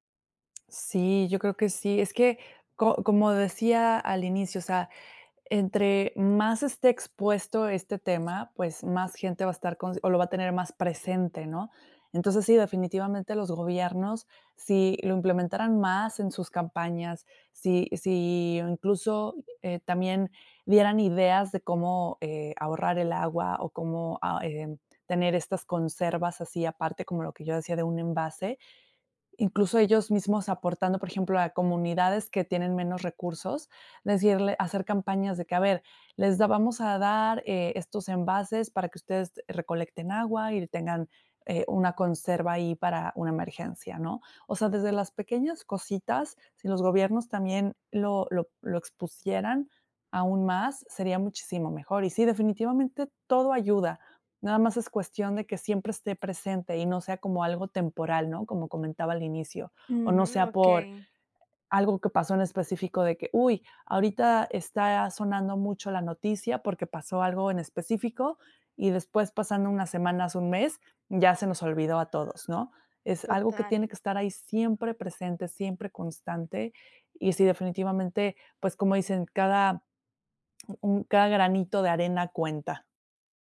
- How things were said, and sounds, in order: other background noise
- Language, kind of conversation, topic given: Spanish, podcast, ¿Cómo motivarías a la gente a cuidar el agua?